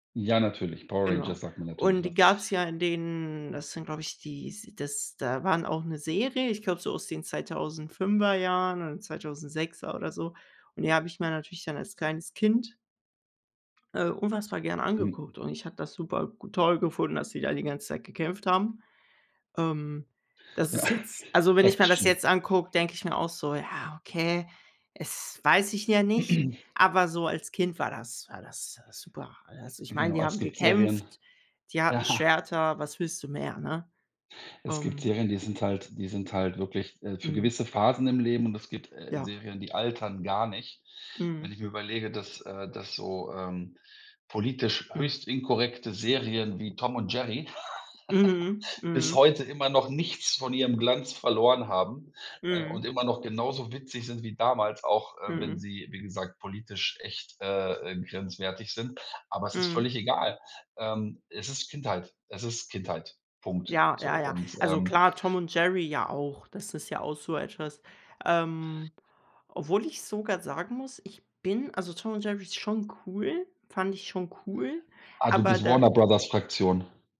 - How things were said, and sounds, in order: snort; throat clearing; other background noise; chuckle
- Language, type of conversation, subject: German, unstructured, Gibt es eine Serie, die du immer wieder gerne anschaust?
- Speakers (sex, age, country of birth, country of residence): male, 18-19, Italy, Germany; male, 50-54, Germany, Germany